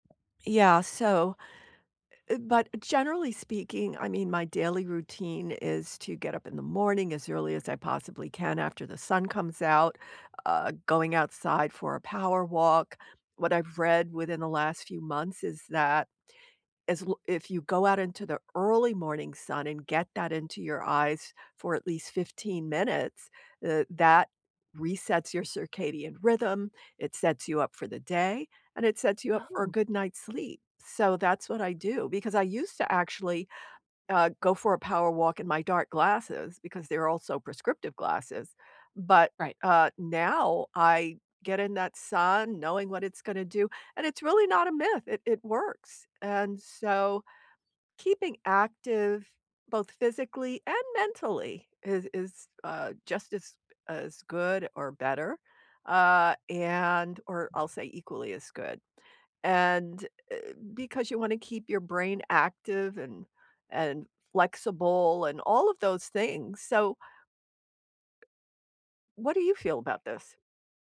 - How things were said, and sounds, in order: other background noise; tapping
- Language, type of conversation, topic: English, unstructured, What motivates you to stay consistently active?